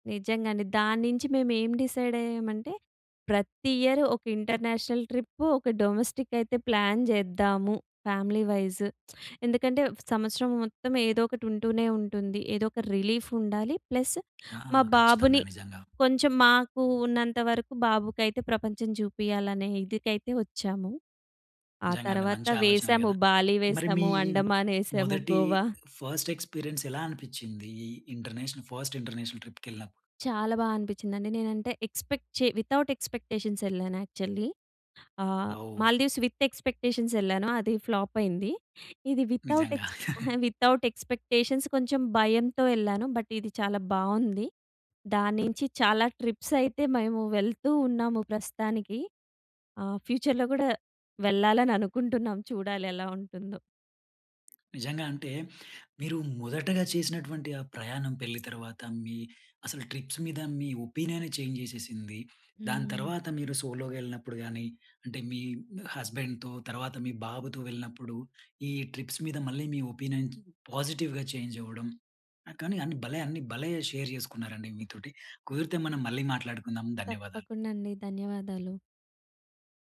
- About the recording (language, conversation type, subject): Telugu, podcast, ప్రయాణం వల్ల మీ దృష్టికోణం మారిపోయిన ఒక సంఘటనను చెప్పగలరా?
- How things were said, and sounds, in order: in English: "డిసైడ్"; in English: "ఇయర్"; in English: "ఇంటర్నేషనల్"; in English: "డొమెస్టిక్"; in English: "ప్లాన్"; in English: "ఫ్యామిలీ వైస్"; in English: "రిలీఫ్"; in English: "ప్లస్"; in English: "ఫస్ట్ ఎక్స్‌పీరియన్స్"; in English: "ఇంటర్నేషనల్ ఫస్ట్ ఇంటర్నేషనల్ ట్రిప్‌కి"; in English: "ఎక్స్‌పెక్ట్"; in English: "వితౌట్ ఎక్స్‌పెక్టేషన్స్"; in English: "యాక్చువల్లీ"; in English: "విత్ ఎక్స్‌పెక్టేషన్స్"; in English: "ఫ్లాప్"; chuckle; in English: "వితౌట్ ఎక్స్ వితౌట్ ఎక్స్‌పెక్టేషన్స్"; in English: "బట్"; in English: "ట్రిప్స్"; in English: "ఫ్యూచర్‌లో"; in English: "ట్రిప్స్"; in English: "ఒపీనియన్‌ని చేంజ్"; in English: "సోలోగా"; in English: "హస్బెండ్‌తో"; in English: "ట్రిప్స్"; in English: "ఒపీనియన్ పాజిటివ్‍గా చేంజ్"; in English: "షేర్"; other background noise